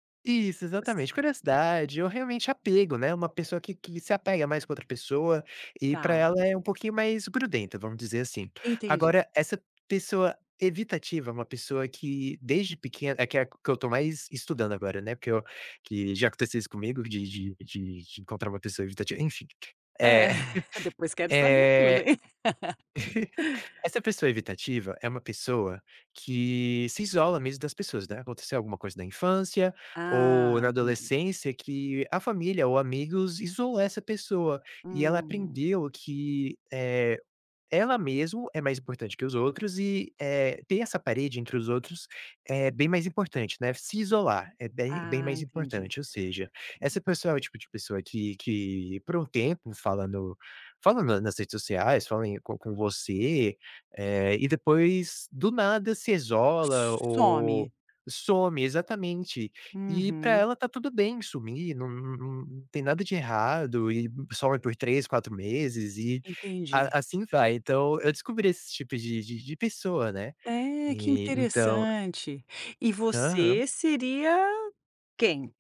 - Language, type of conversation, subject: Portuguese, podcast, Qual é a importância de conversar com amigos para a sua saúde mental?
- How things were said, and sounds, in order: tapping; chuckle; laugh; giggle